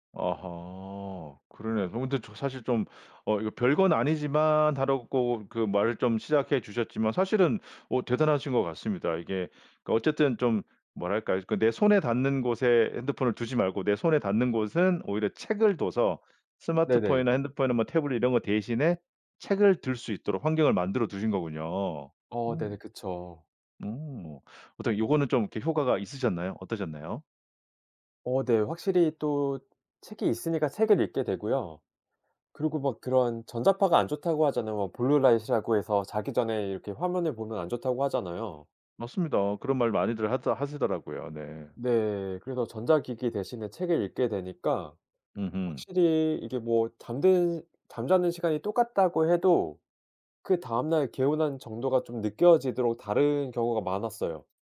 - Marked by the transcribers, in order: tapping; other background noise
- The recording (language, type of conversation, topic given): Korean, podcast, 디지털 디톡스는 어떻게 하세요?